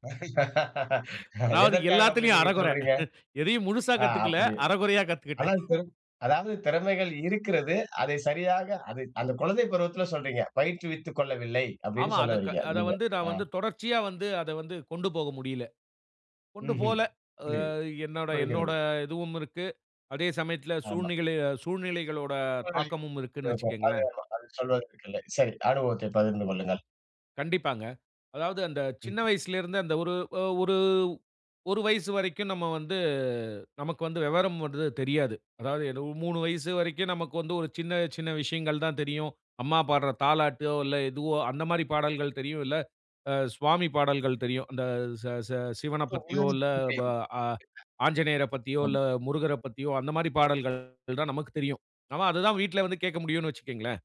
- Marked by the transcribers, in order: laugh; laughing while speaking: "அதாவது எல்லாத்திலுயும் அரைகுறை. எதையும் முழுசா கத்துக்கல, அரைகுறையா கத்துக்கிட்டேன்"; unintelligible speech; unintelligible speech; other background noise
- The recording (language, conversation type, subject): Tamil, podcast, உங்கள் இசைச் சுவை எப்படி உருவானது?